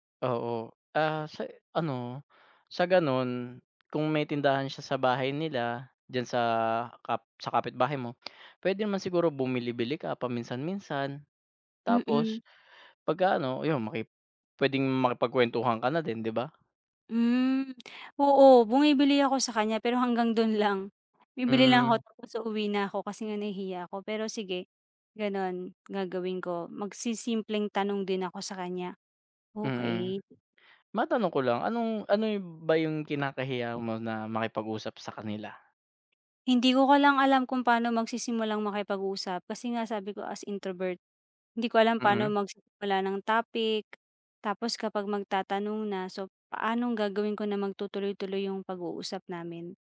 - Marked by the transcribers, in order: tapping; other background noise
- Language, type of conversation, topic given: Filipino, advice, Paano ako makikipagkapwa nang maayos sa bagong kapitbahay kung magkaiba ang mga gawi namin?